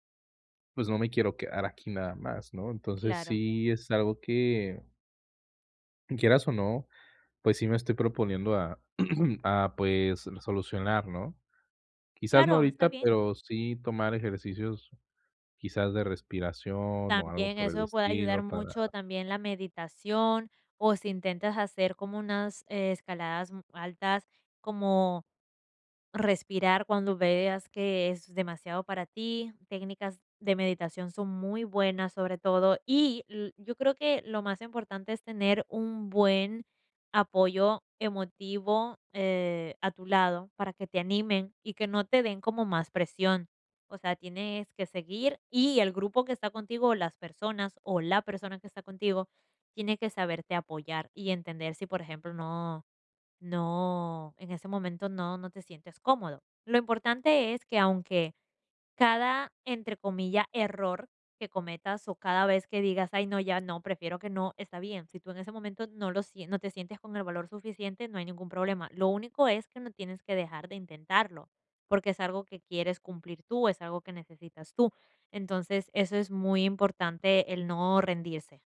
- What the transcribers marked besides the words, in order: throat clearing
- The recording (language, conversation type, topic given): Spanish, advice, ¿Cómo puedo superar el miedo y la inseguridad al probar cosas nuevas?